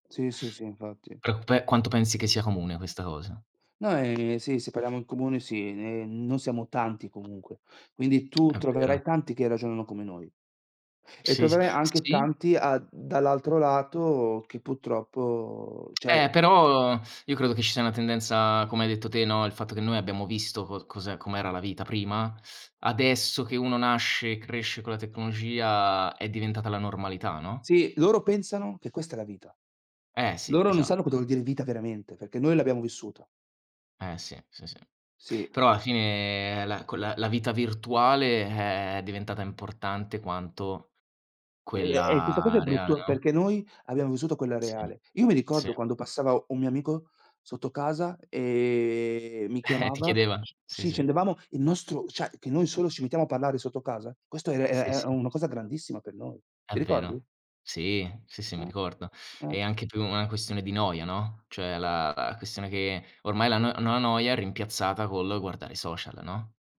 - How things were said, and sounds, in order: tapping; tongue click; tongue click; "cioè" said as "ceh"; other background noise; drawn out: "e"; "cioè" said as "ceh"
- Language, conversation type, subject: Italian, unstructured, Come pensi che la tecnologia abbia cambiato la vita quotidiana?